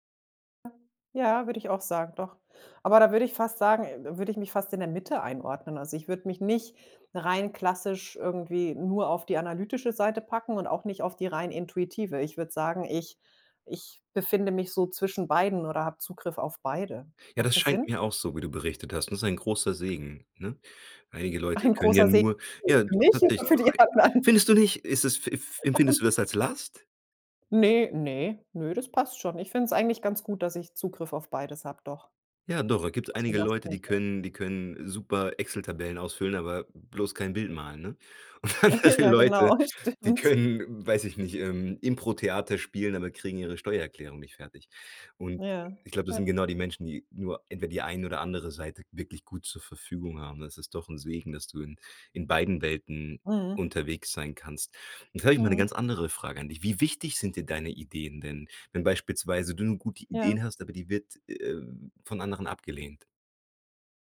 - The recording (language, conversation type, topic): German, podcast, Wie entsteht bei dir normalerweise die erste Idee?
- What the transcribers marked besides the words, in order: unintelligible speech; unintelligible speech; laughing while speaking: "für die anderen?"; unintelligible speech; surprised: "Findest du nicht?"; unintelligible speech; laughing while speaking: "Und dann halt die Leute"; chuckle; laughing while speaking: "stimmt"